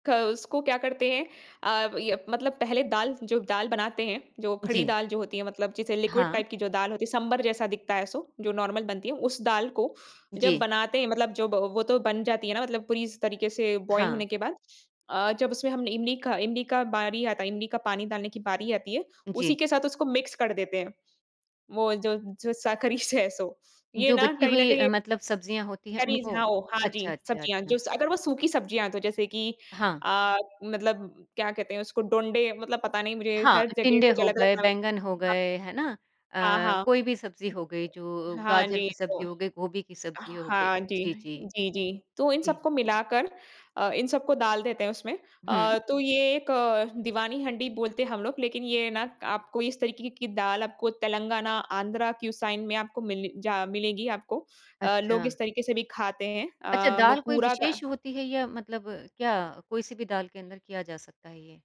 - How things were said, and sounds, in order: in English: "लिक्विड टाइप"; in English: "सो"; in English: "नॉर्मल"; in English: "बॉयल"; in English: "मिक्स"; in English: "सो"; in English: "करीज़"; other background noise; in English: "क्यू साइन"
- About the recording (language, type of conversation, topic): Hindi, podcast, त्योहारों में बचा हुआ खाना आप कैसे उपयोग में लाते हैं?